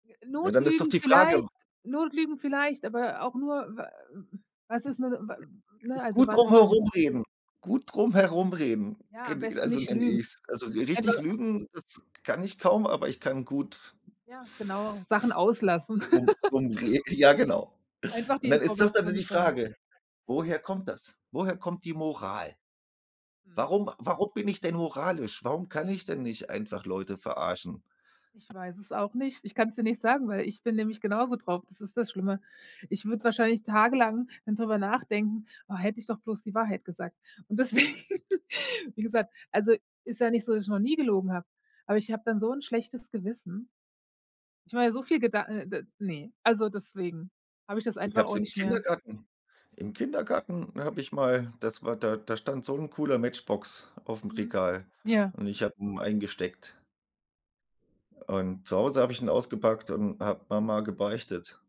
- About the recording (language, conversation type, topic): German, unstructured, Was bedeutet Ehrlichkeit für dich im Alltag?
- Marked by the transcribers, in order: laugh; chuckle; other background noise; tapping; laughing while speaking: "deswegen"; giggle